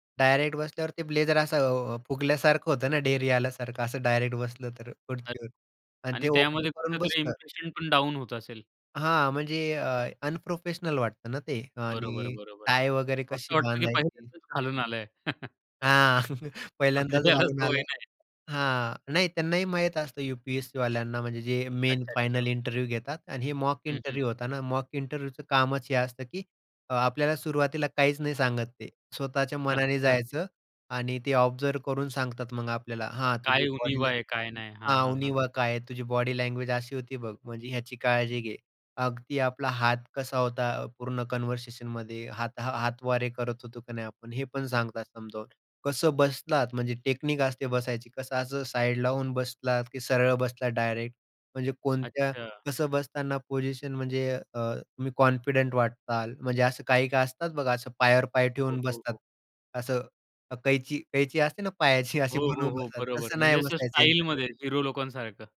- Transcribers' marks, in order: in English: "ब्लेझर"; other background noise; in English: "ओपन"; in English: "अनप्रोफेशनल"; chuckle; laughing while speaking: "म्हणजे ज्याला सवय नाही"; in English: "मेन"; in English: "इंटरव्ह्यू"; in English: "मॉक इंटरव्ह्यू"; in English: "मॉक इंटरव्ह्यूचं"; in English: "ऑब्झर्व्ह"; in English: "कन्व्हर्सेशनमध्ये"; in English: "टेक्निक"; in English: "कॉन्फिडंट"; in English: "इंटरव्ह्यूला"
- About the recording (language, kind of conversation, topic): Marathi, podcast, स्वतःला नव्या पद्धतीने मांडायला तुम्ही कुठून आणि कशी सुरुवात करता?